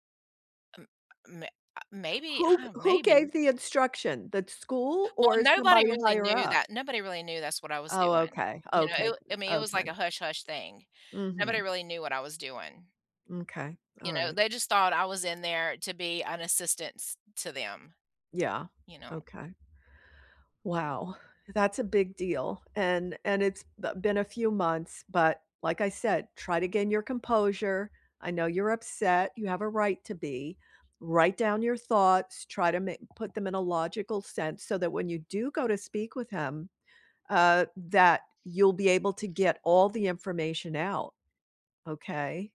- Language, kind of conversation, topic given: English, unstructured, What’s your take on toxic work environments?
- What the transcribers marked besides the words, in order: tapping; other background noise